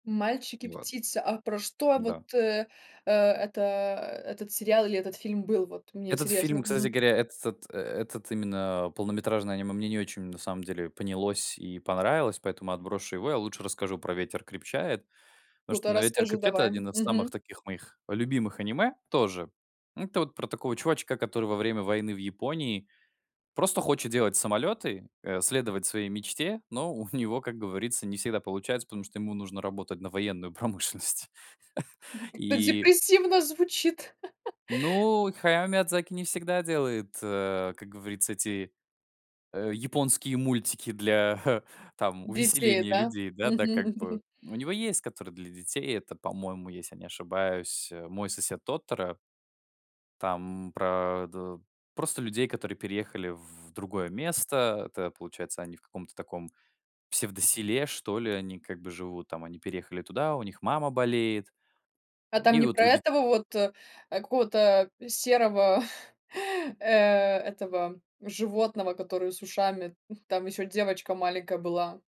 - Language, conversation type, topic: Russian, podcast, Почему ваш любимый фильм так вас цепляет?
- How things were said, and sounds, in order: laughing while speaking: "Как-то депрессивно звучит"; chuckle; laugh; laughing while speaking: "а"; laughing while speaking: "серого"